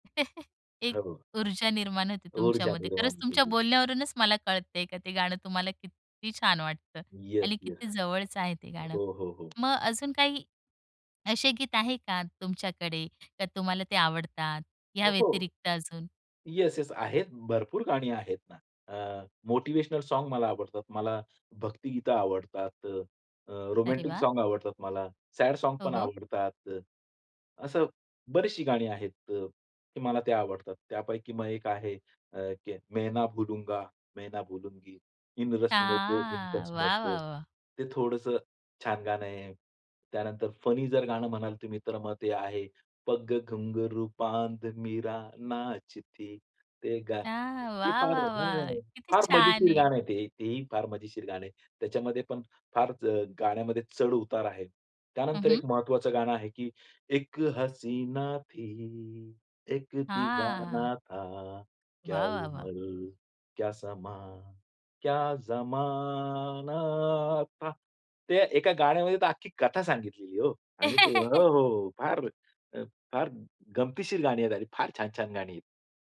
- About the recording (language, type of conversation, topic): Marathi, podcast, तुझे आवडते गाणे कोणते आणि का?
- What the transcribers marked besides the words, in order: chuckle; unintelligible speech; stressed: "किती"; tapping; swallow; in English: "सॉंग"; in English: "रोमॅन्टिक सॉंग"; in English: "सॅड सॉंगपण"; in Hindi: "मैं ना भूलूंगा, मैं ना भूलूंगी. इन रस्मों को, इन कसमों को"; singing: "मैं ना भूलूंगा, मैं ना भूलूंगी. इन रस्मों को, इन कसमों को"; drawn out: "छान"; in English: "फनी"; in Hindi: "पग घुंघरू बांध मीरा नाचती"; singing: "पग घुंघरू बांध मीरा नाचती"; drawn out: "हां"; drawn out: "हां"; in Hindi: "इक हसीना थी, इक दीवाना … क्या ज़माना था"; singing: "इक हसीना थी, इक दीवाना … क्या ज़माना था"; laugh